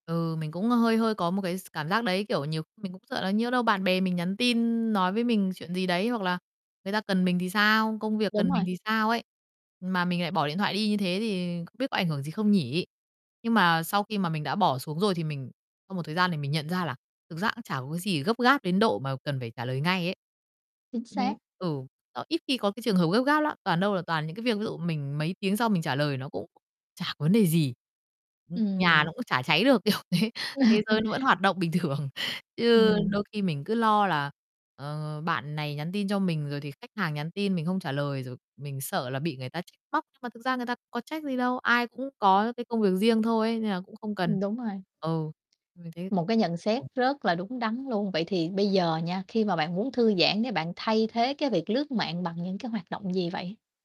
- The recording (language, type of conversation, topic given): Vietnamese, podcast, Bạn có cách nào để hạn chế lãng phí thời gian khi dùng mạng không?
- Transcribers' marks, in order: distorted speech; tapping; other background noise; bird; chuckle; laughing while speaking: "kiểu thế, thế giới nó vẫn hoạt động bình thường"; static